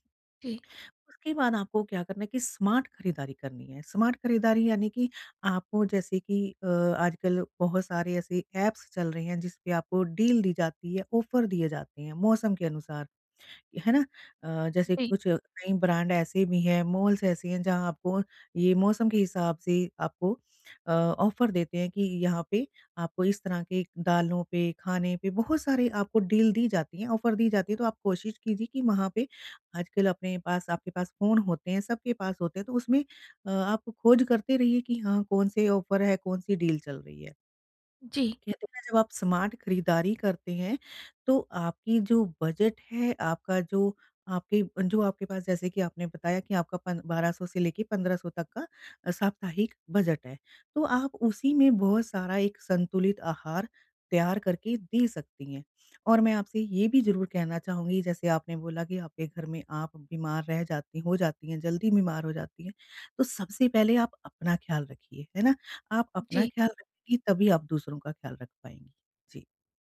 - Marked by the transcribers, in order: in English: "स्मार्ट"; in English: "स्मार्ट"; in English: "ऐप्स"; in English: "डील"; in English: "ऑफ़र"; in English: "ब्रांड"; in English: "मॉल्स"; in English: "ऑफ़र"; in English: "डील"; in English: "ऑफ़र"; in English: "ऑफ़र"; in English: "डील"; in English: "स्मार्ट"
- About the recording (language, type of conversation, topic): Hindi, advice, सीमित बजट में आप रोज़ाना संतुलित आहार कैसे बना सकते हैं?
- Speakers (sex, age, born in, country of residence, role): female, 35-39, India, India, user; female, 45-49, India, India, advisor